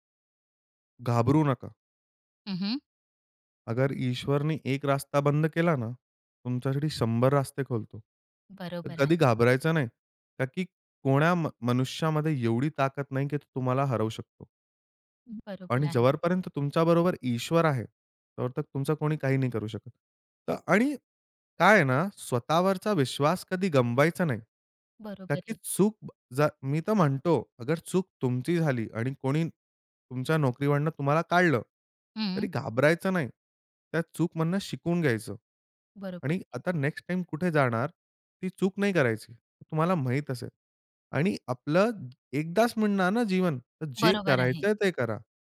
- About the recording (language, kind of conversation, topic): Marathi, podcast, एखाद्या मोठ्या अपयशामुळे तुमच्यात कोणते बदल झाले?
- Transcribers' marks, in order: "जोपर्यंत" said as "जवरपर्यंत"; "तोपर्यंत" said as "तवरतक"; other background noise; tapping